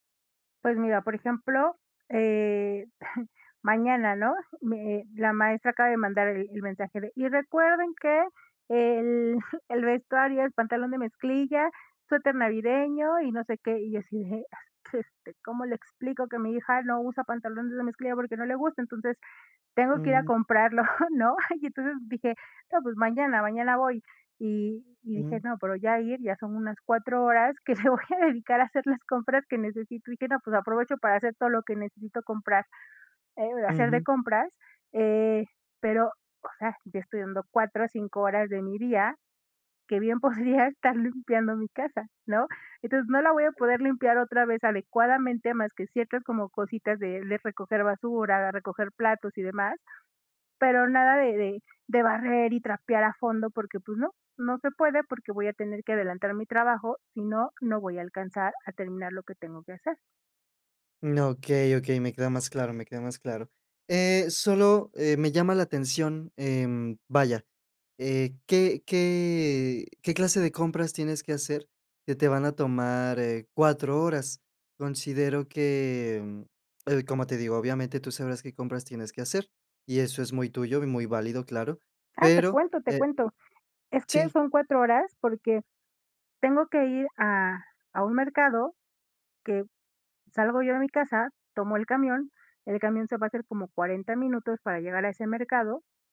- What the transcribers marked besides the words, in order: chuckle; chuckle; laughing while speaking: "comprarlo, ¿no?"; laughing while speaking: "que me voy a dedicar"; laughing while speaking: "podría estar"; other background noise
- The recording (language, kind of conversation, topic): Spanish, advice, ¿Cómo puedo mantener mis hábitos cuando surgen imprevistos diarios?